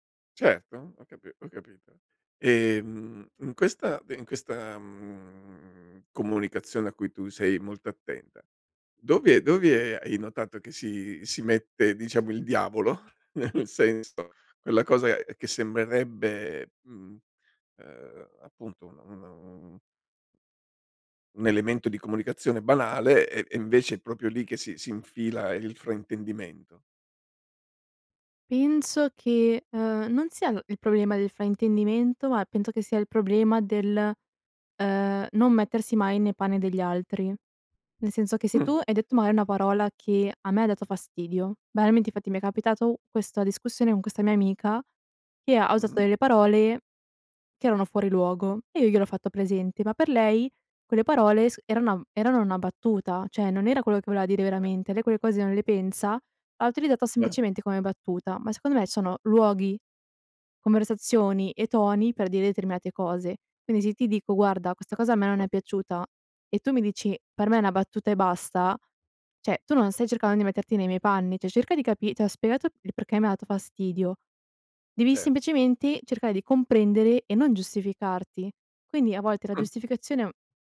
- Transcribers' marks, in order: laughing while speaking: "nel senso"; "proprio" said as "propio"; "cioè" said as "ceh"; unintelligible speech; "utilizzata" said as "utilidata"; "Quindi" said as "quini"; "cioè" said as "ceh"; "cercando" said as "cercàno"; "cioè" said as "ceh"; "dato" said as "ato"; other background noise
- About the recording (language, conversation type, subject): Italian, podcast, Perché la chiarezza nelle parole conta per la fiducia?